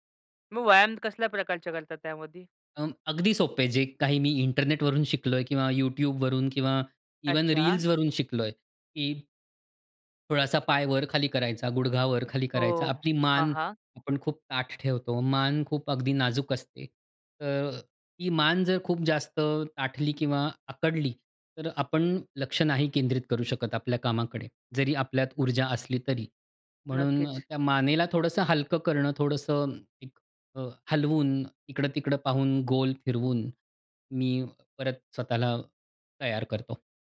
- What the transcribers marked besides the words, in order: in English: "इव्हन"
- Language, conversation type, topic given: Marathi, podcast, फोकस टिकवण्यासाठी तुमच्याकडे काही साध्या युक्त्या आहेत का?